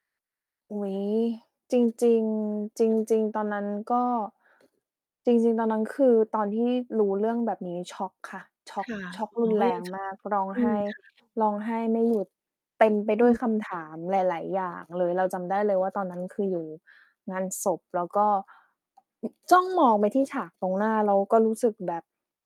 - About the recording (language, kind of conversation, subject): Thai, podcast, คุณช่วยเล่าประสบการณ์ที่ทำให้มุมมองชีวิตของคุณเปลี่ยนไปให้ฟังหน่อยได้ไหม?
- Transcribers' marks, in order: distorted speech; static; tapping